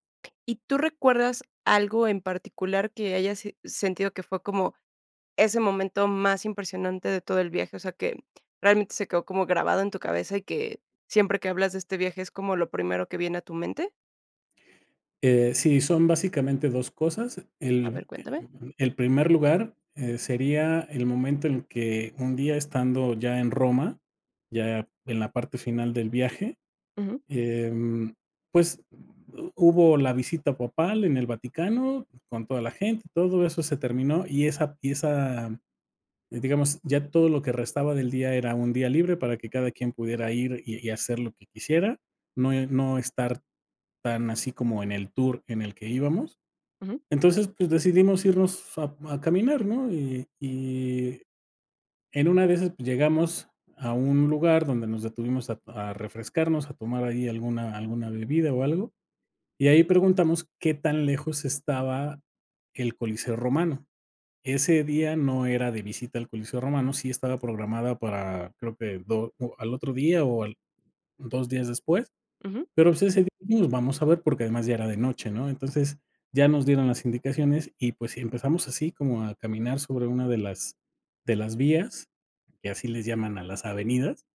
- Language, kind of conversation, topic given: Spanish, podcast, ¿Qué viaje te cambió la vida y por qué?
- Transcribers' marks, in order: other noise